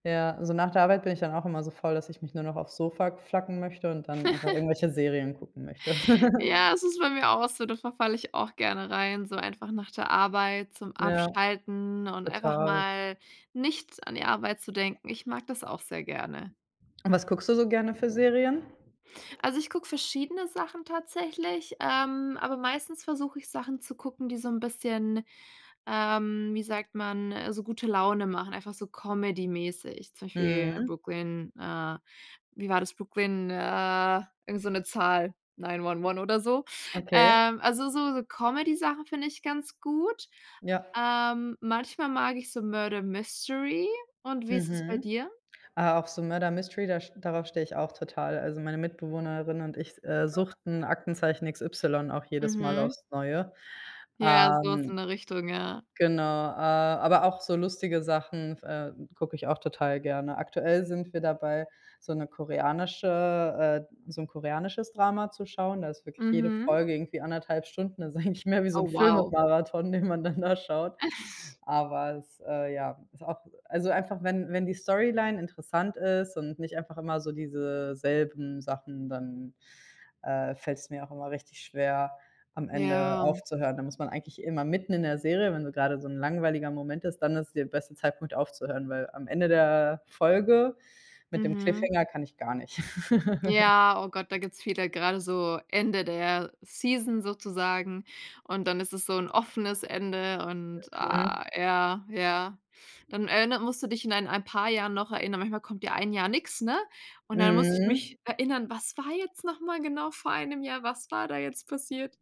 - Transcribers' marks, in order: giggle; chuckle; other background noise; laughing while speaking: "eigentlich"; laughing while speaking: "den man dann"; chuckle; chuckle; in English: "Season"
- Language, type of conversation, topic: German, unstructured, Warum schauen wir so gerne Serien?